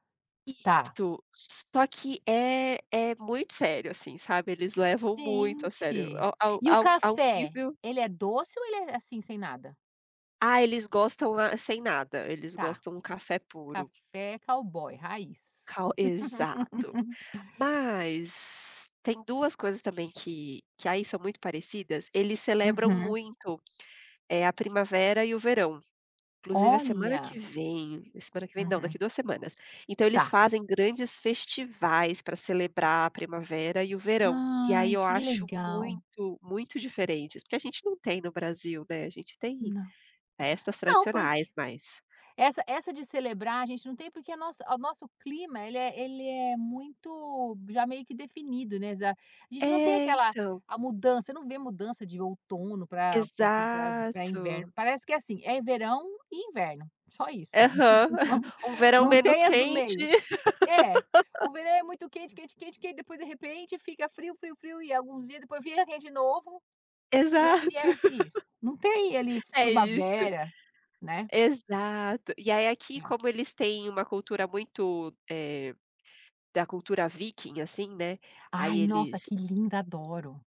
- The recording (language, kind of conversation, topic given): Portuguese, unstructured, Qual foi a tradição cultural que mais te surpreendeu?
- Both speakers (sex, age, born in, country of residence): female, 30-34, Brazil, Sweden; female, 50-54, United States, United States
- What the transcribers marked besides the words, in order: tapping; in English: "cowboy"; unintelligible speech; laugh; laugh; laugh; laugh